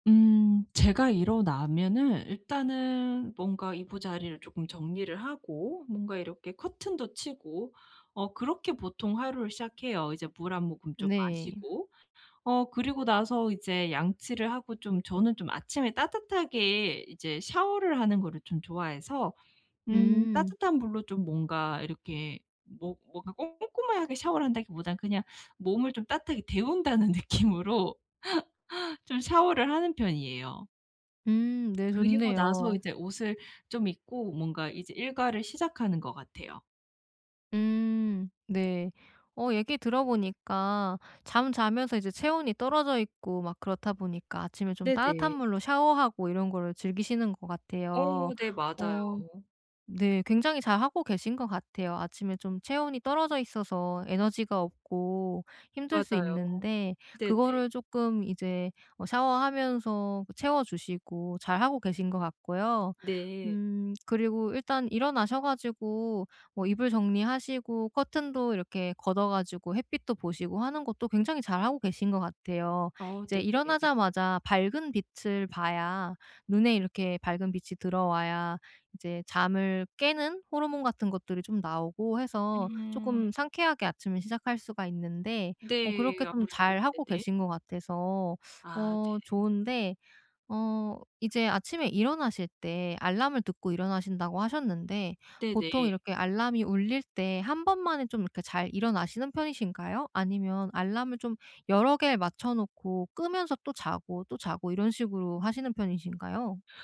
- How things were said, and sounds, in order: laughing while speaking: "느낌으로"; laugh; other background noise
- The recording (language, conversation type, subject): Korean, advice, 아침에 스트레스를 낮추는 데 도움이 되는 의식을 어떻게 만들 수 있을까요?